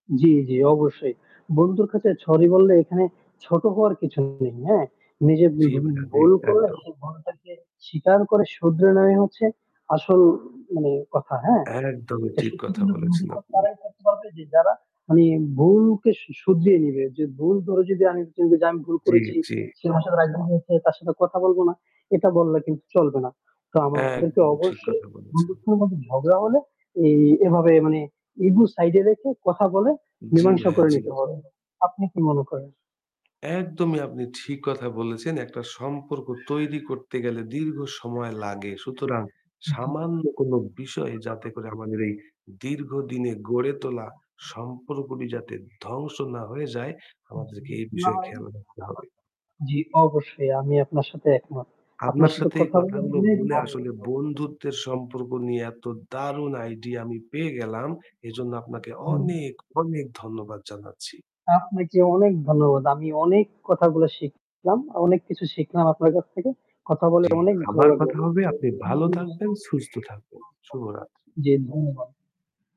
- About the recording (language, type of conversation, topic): Bengali, unstructured, আপনি কীভাবে ভালো বন্ধুত্ব গড়ে তোলেন?
- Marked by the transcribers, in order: static; "সরি" said as "ছরি"; distorted speech; other background noise; unintelligible speech; unintelligible speech; unintelligible speech; unintelligible speech; stressed: "দারুন"; stressed: "অনেক, অনেক"; "সুস্থ" said as "ছুস্থ"